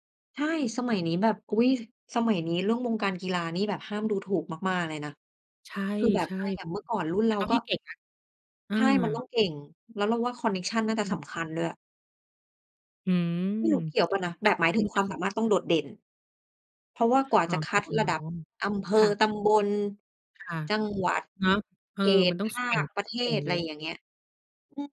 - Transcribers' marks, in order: tapping; other background noise; unintelligible speech
- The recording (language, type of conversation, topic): Thai, unstructured, ถ้าคนรอบข้างไม่สนับสนุนความฝันของคุณ คุณจะทำอย่างไร?